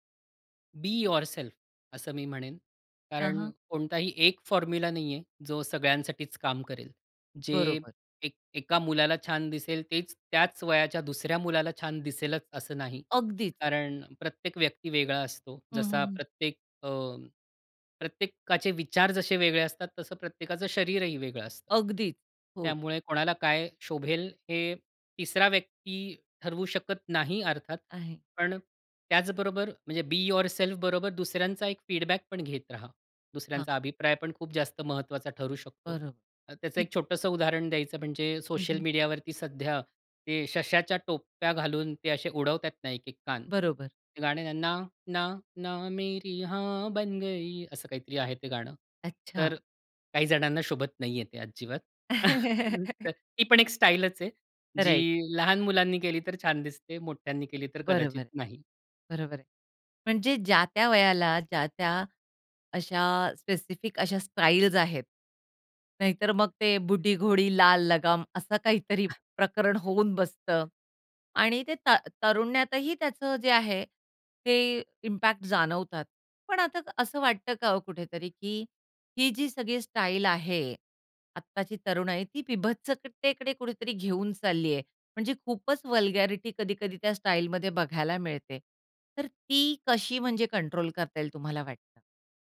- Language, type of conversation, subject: Marathi, podcast, तुझी शैली आयुष्यात कशी बदलत गेली?
- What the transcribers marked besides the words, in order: in English: "बी युरसेल्फ"; in English: "फॉर्म्युला"; in English: "बी युरसेल्फ"; in English: "फीडबॅक"; other background noise; singing: "ना, ना, ना, ना, ना मेरी हाँ बन गयी"; chuckle; in English: "राईट"; in English: "स्पेसिफिक"; in Hindi: "बुढी घोडी, लाल लगाम"; chuckle; in English: "इम्पॅक्ट"; in English: "वल्गॅरिटी"